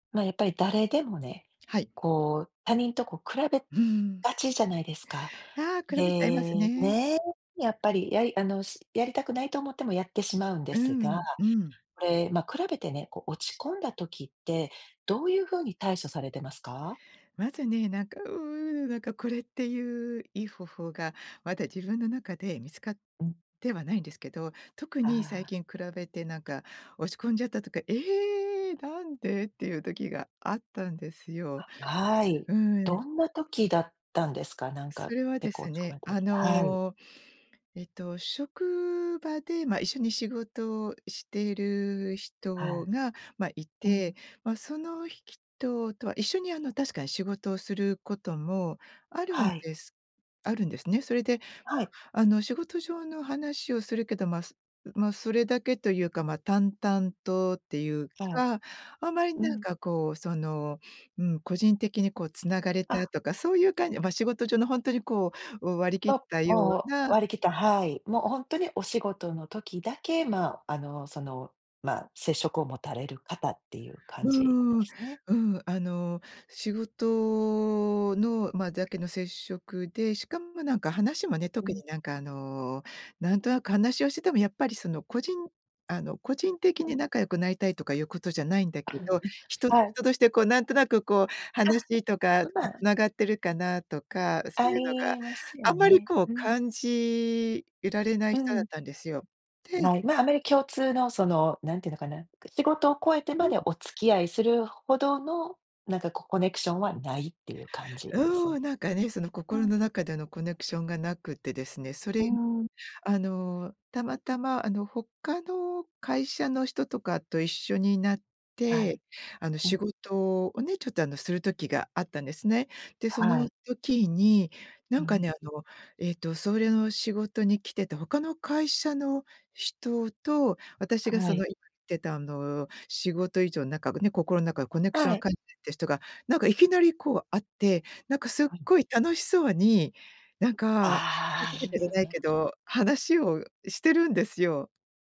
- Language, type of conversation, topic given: Japanese, podcast, 他人と比べて落ち込んだとき、どう対処しますか？
- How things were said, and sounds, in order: tapping; other background noise; "あまり" said as "あめり"; unintelligible speech